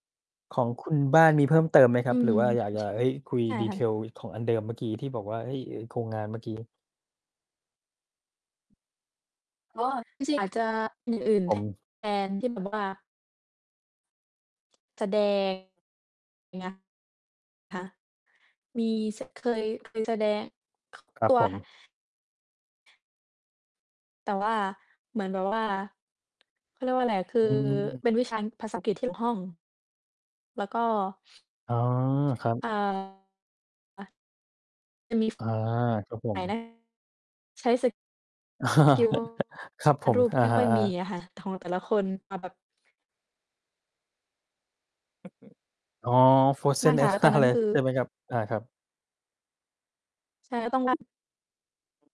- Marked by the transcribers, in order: other noise; distorted speech; mechanical hum; other background noise; tapping; chuckle; static; unintelligible speech; in English: "frozen"; laughing while speaking: "บ้าน"
- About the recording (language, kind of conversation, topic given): Thai, unstructured, คุณเคยรู้สึกมีความสุขจากการทำโครงงานในห้องเรียนไหม?